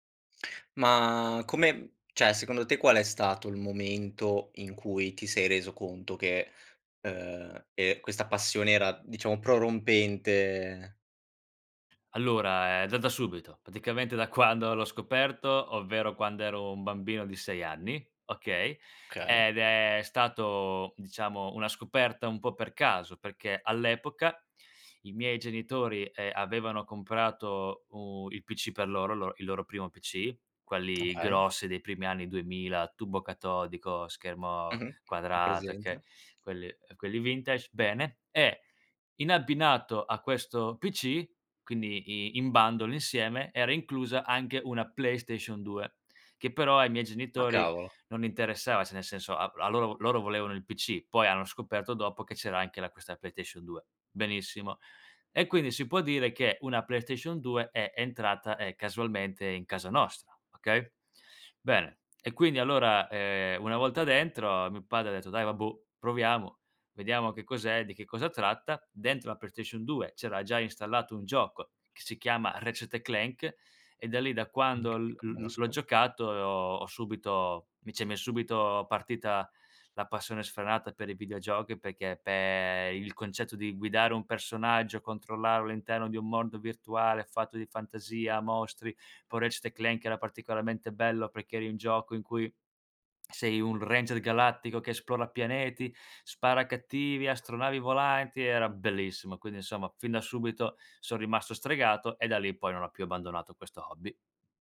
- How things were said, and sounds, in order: "cioè" said as "ceh"; "Okay" said as "kay"; in English: "bundle"; "cioè" said as "ceh"; "PlayStation" said as "playtation"
- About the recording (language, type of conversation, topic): Italian, podcast, Quale hobby ti fa dimenticare il tempo?